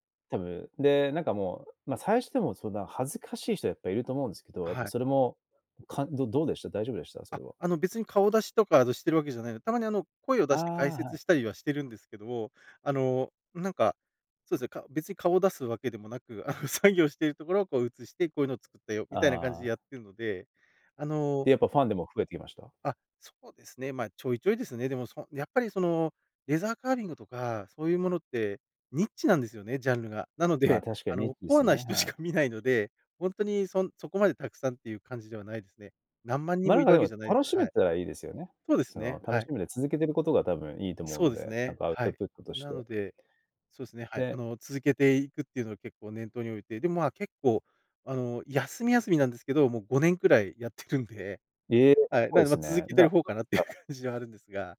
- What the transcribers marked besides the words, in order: chuckle; tapping; chuckle; chuckle
- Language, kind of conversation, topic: Japanese, podcast, 作業スペースはどのように整えていますか？